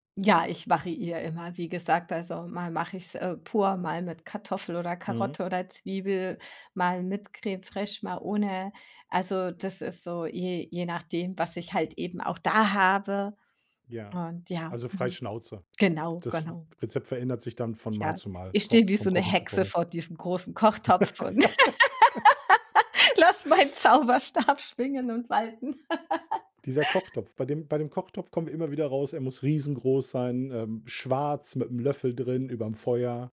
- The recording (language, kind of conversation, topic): German, podcast, Was ist dein liebstes Wohlfühlessen?
- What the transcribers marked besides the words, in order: stressed: "da"; other background noise; laugh; joyful: "lasse meinen Zauberstab schwingen und walten"; laugh